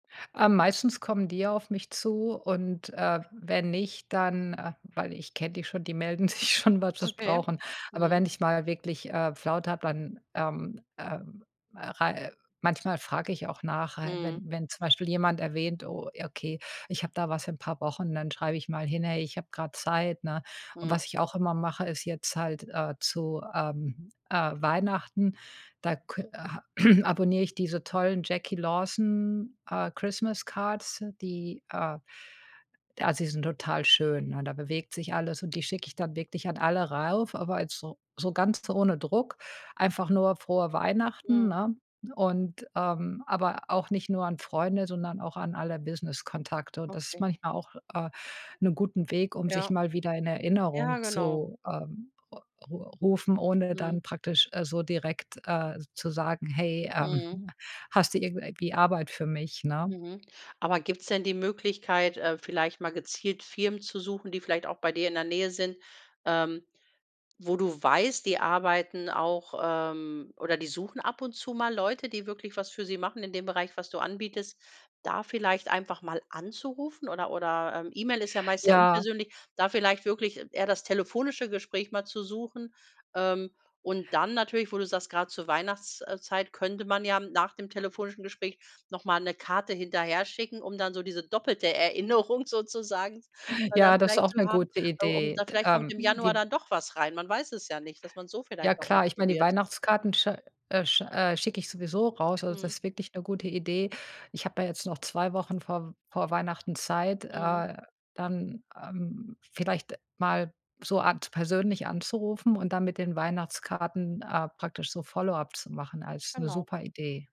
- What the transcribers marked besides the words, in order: laughing while speaking: "schon"; throat clearing; in English: "Christmas Cards"; laughing while speaking: "Erinnerung"
- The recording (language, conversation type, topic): German, advice, Warum fühlt sich Netzwerken für mich unangenehm und oberflächlich an?